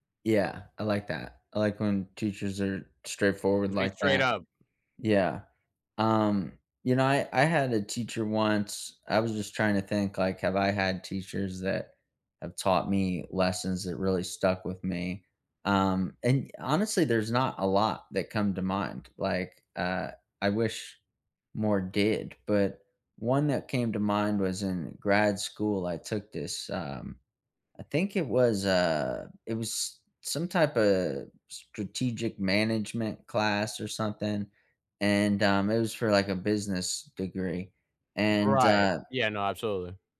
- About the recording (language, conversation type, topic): English, unstructured, What makes certain lessons stick with you long after you learn them?
- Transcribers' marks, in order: tapping